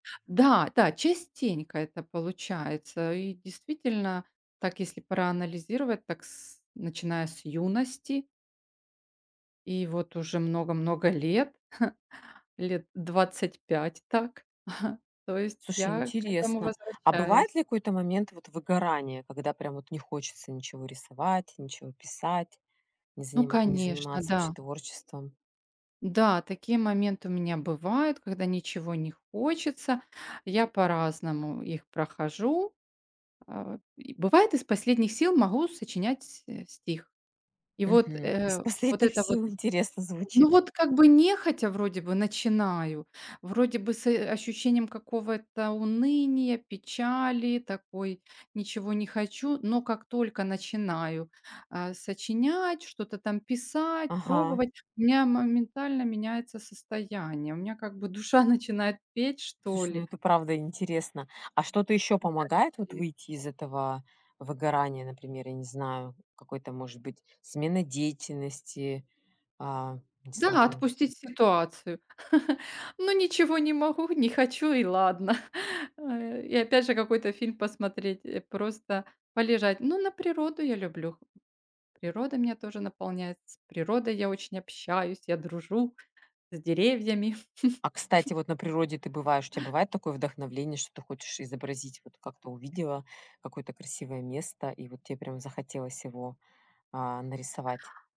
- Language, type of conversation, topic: Russian, podcast, Какие привычки помогают тебе оставаться творческим?
- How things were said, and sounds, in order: chuckle; chuckle; laughing while speaking: "Из последних сил"; unintelligible speech; laugh; chuckle; other background noise; laugh